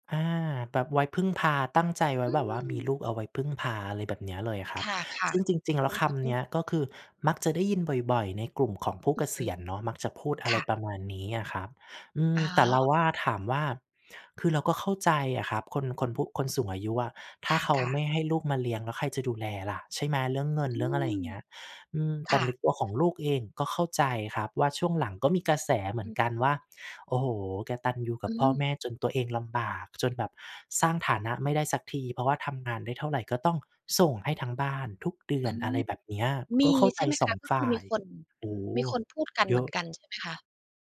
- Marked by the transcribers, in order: unintelligible speech
- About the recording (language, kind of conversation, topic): Thai, podcast, ครอบครัวคาดหวังให้คุณดูแลผู้สูงอายุอย่างไรบ้าง?